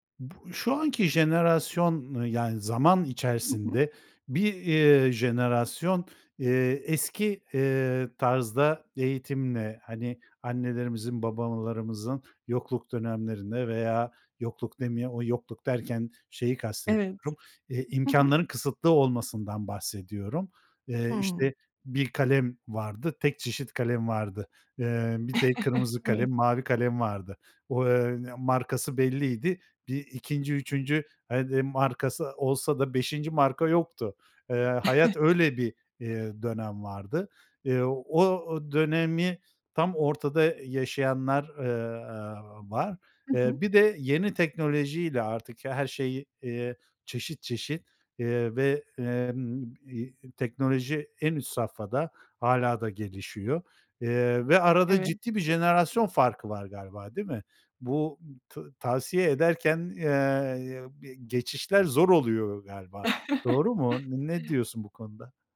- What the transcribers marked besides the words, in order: chuckle; laughing while speaking: "Evet"; chuckle; other background noise; chuckle
- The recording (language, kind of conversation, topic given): Turkish, podcast, Para mı yoksa anlam mı senin için öncelikli?